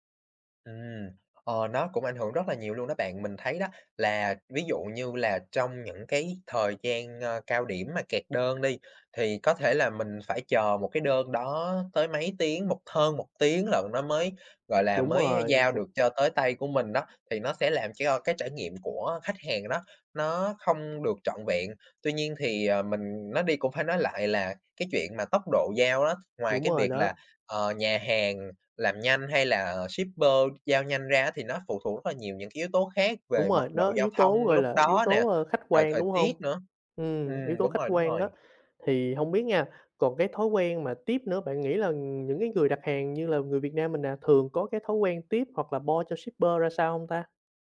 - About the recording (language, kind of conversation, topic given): Vietnamese, podcast, Bạn thường có thói quen sử dụng dịch vụ giao đồ ăn như thế nào?
- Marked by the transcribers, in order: other background noise; tapping; unintelligible speech; in English: "shipper"; in English: "shipper"